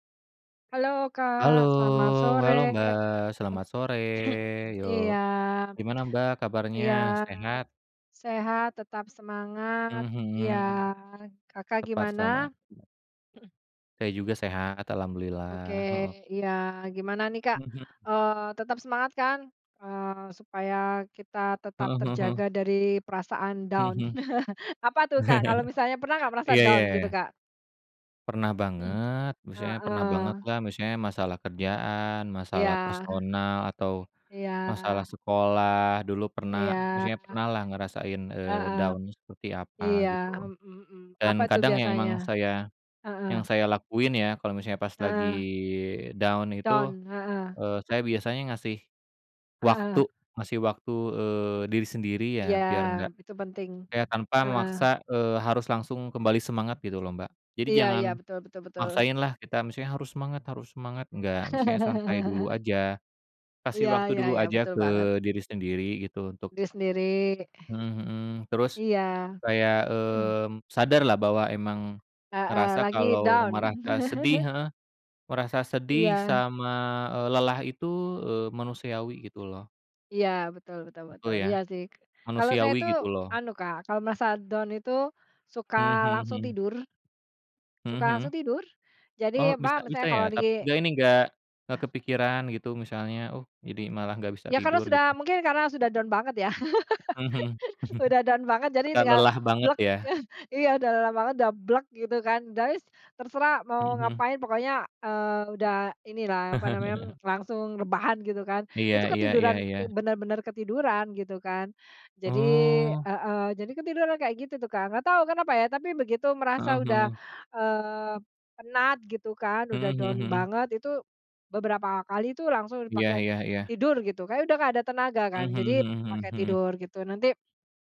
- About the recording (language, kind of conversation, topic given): Indonesian, unstructured, Apa yang biasanya kamu lakukan untuk menjaga semangat saat sedang merasa down?
- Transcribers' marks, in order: tapping; other background noise; throat clearing; throat clearing; in English: "down"; laugh; chuckle; in English: "down"; in English: "down-nya"; in English: "down"; in English: "Down"; "Iya" said as "jiya"; laugh; other noise; in English: "down?"; laugh; in English: "down"; in English: "down"; chuckle; laugh; in English: "down"; chuckle; in Javanese: "wis"; chuckle; in English: "down"